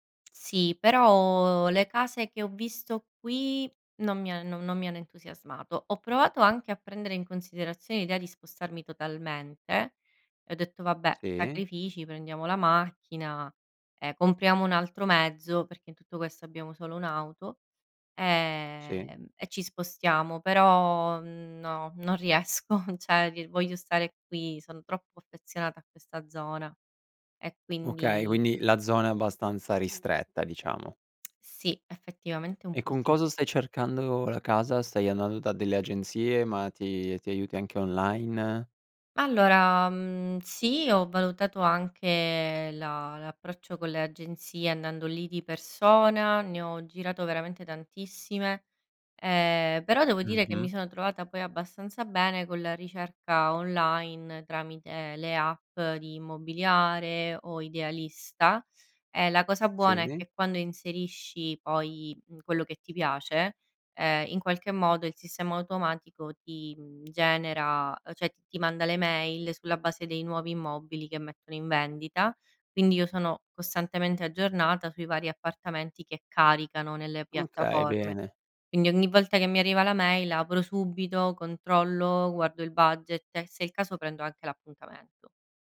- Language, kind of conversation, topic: Italian, advice, Quali difficoltà stai incontrando nel trovare una casa adatta?
- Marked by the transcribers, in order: laughing while speaking: "riesco"; "cioè" said as "ceh"; other background noise; tsk; "cioè" said as "ceh"